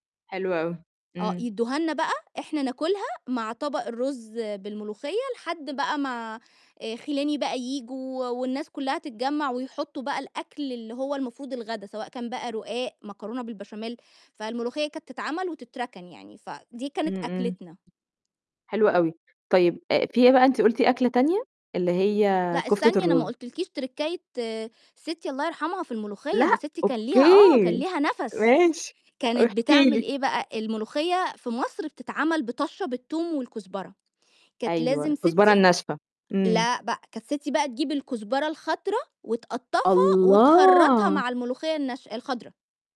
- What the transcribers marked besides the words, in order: laughing while speaking: "لأ، أوكي ماشي، احكي لي"
- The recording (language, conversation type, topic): Arabic, podcast, إيه الأكلة اللي بتفكّرك ببيت العيلة؟